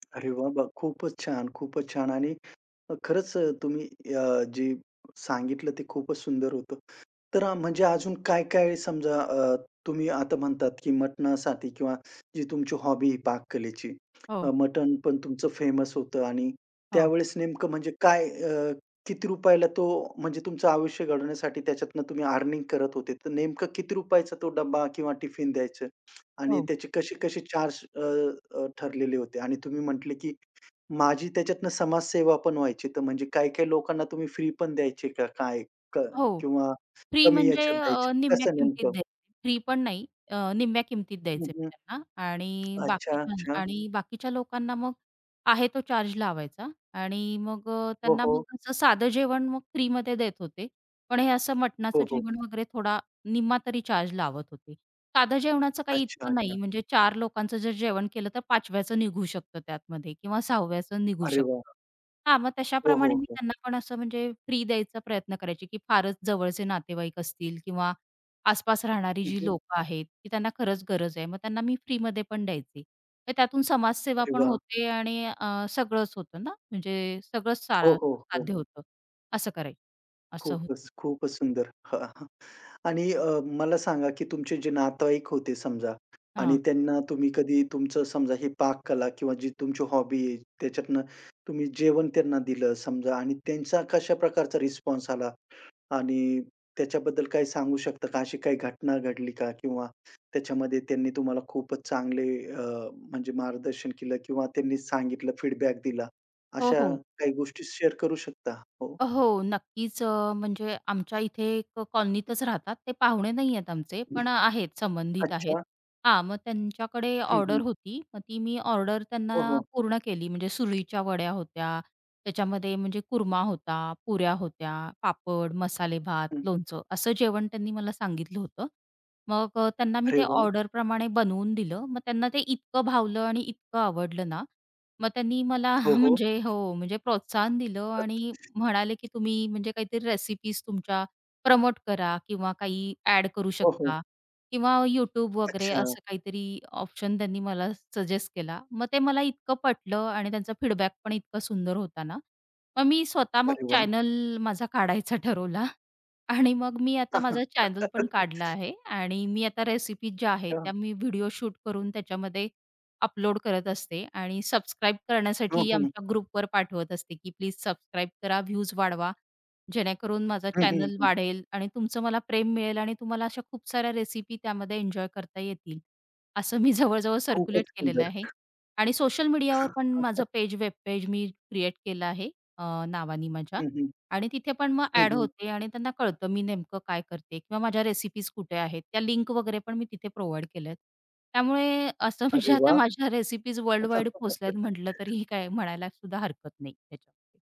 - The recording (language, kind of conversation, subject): Marathi, podcast, ह्या छंदामुळे तुमच्या आयुष्यात कोणते बदल घडले?
- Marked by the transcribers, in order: tapping; joyful: "अरे वाह, वाह! खूपच छान, खूपच छान"; other background noise; in English: "हॉबी"; in English: "फेमस"; in English: "चार्ज"; in English: "चार्ज"; in English: "चार्ज"; chuckle; in English: "हॉबी"; in English: "फीडबॅक"; in English: "शेअर"; unintelligible speech; in English: "प्रमोट"; in English: "फीडबॅक"; in English: "चॅनल"; laughing while speaking: "काढायचा ठरवला"; in English: "चॅनल"; laugh; in English: "शूट"; in English: "ग्रुपवर"; in English: "चॅनल"; laughing while speaking: "मी जवळ-जवळ सर्क्युलेट केलेलं आहे"; unintelligible speech; in English: "प्रोव्हाईड"; laughing while speaking: "म्हणजे आता माझ्या रेसिपीज"; laugh